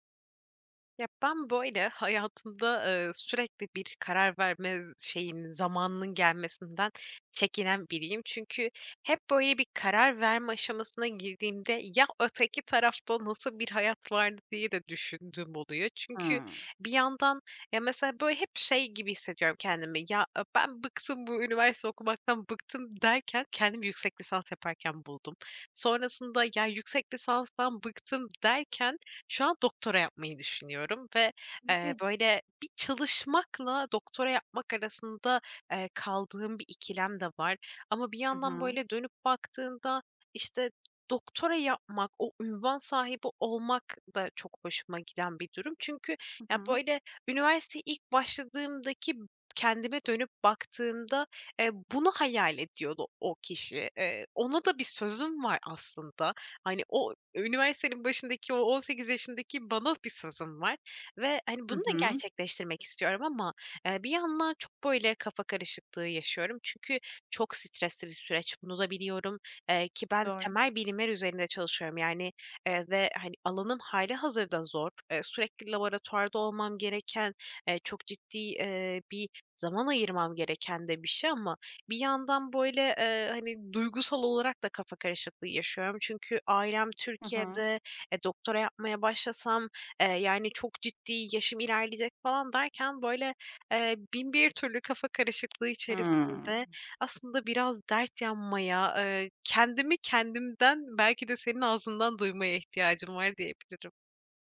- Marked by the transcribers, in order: "laboratuvarda" said as "lavaratuarda"
- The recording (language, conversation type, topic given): Turkish, advice, Karar verirken duygularım kafamı karıştırdığı için neden kararsız kalıyorum?